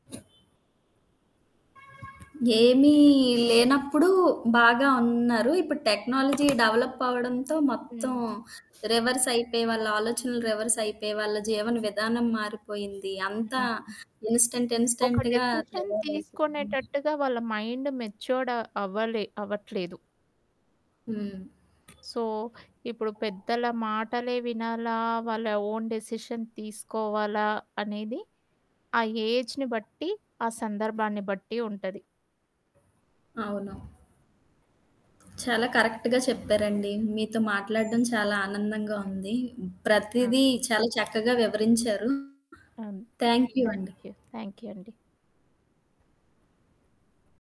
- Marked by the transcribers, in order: other background noise; horn; in English: "టెక్నాలజీ డెవలప్"; tapping; in English: "రివర్స్"; in English: "రివర్స్"; in English: "ఇన్‌స్టంట్, ఇన్‌స్టంట్‌గా"; in English: "డెసిషన్"; distorted speech; in English: "మైండ్ మెచ్యూ‌ర్డ్"; in English: "సో"; in English: "ఓన్ డెసిషన్"; in English: "ఏజ్‌ని"; static; in English: "కరెక్ట్‌గా"
- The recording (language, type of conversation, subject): Telugu, podcast, పెద్దల సూచనలు అనుసరించడం మంచిదా, లేక స్వతంత్రంగా మీ దారి ఎంచుకోవడమా?